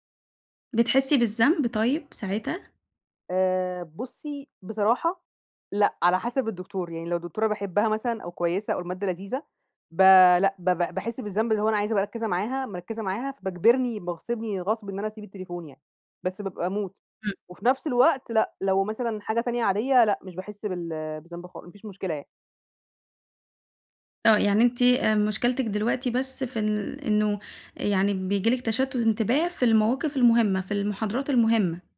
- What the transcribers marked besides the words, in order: other background noise
- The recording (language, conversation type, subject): Arabic, advice, إزاي إشعارات الموبايل بتخلّيك تتشتّت وإنت شغال؟